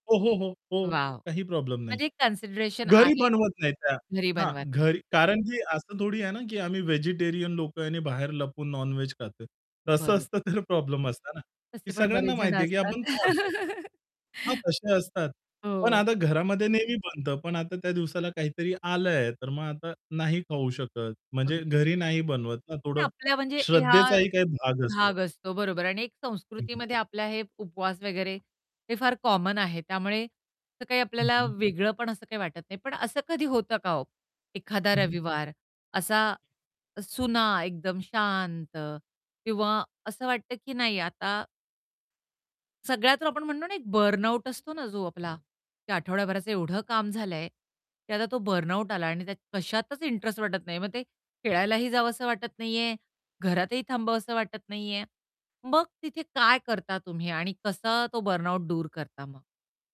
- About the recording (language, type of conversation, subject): Marathi, podcast, एक आदर्श रविवार तुम्ही कसा घालवता?
- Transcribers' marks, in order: in English: "कन्सिडरेशन"; distorted speech; laughing while speaking: "तर प्रॉब्लेम"; laugh; static; in English: "कॉमन"; in English: "बर्नआउट"